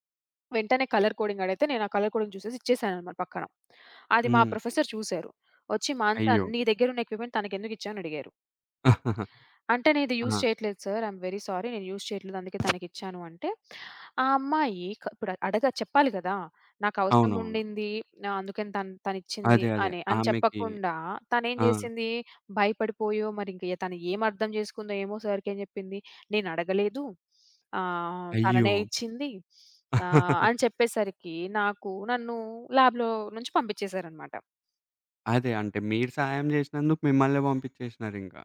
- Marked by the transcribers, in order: in English: "కలర్ కోడింగ్"; in English: "కలర్ కోడింగ్"; in English: "ప్రొఫెసర్"; other background noise; in English: "ఎక్విప్మెంట్"; chuckle; in English: "యూజ్"; in English: "సార్. ఐ ఎమ్ వెరీ సారీ"; in English: "యూజ్"; sniff; in English: "ల్యాబ్‌లో"
- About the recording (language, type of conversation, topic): Telugu, podcast, ఇతరుల పట్ల సానుభూతి ఎలా చూపిస్తారు?